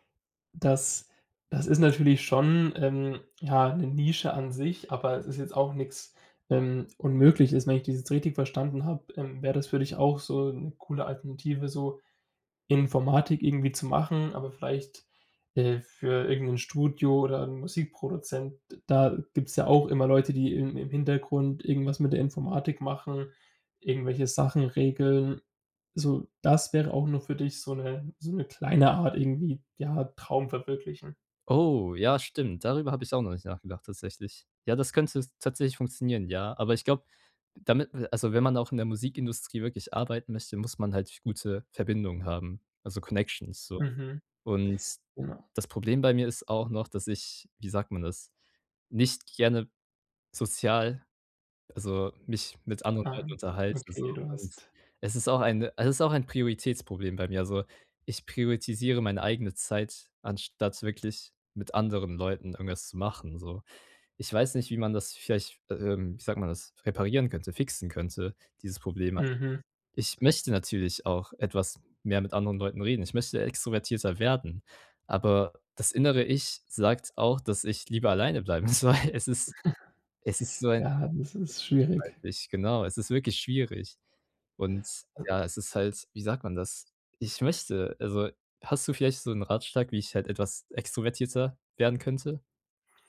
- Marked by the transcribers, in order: in English: "Connections"; "prioritisiere" said as "priorisiere"; chuckle; laughing while speaking: "soll"; unintelligible speech
- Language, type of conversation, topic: German, advice, Wie kann ich klare Prioritäten zwischen meinen persönlichen und beruflichen Zielen setzen?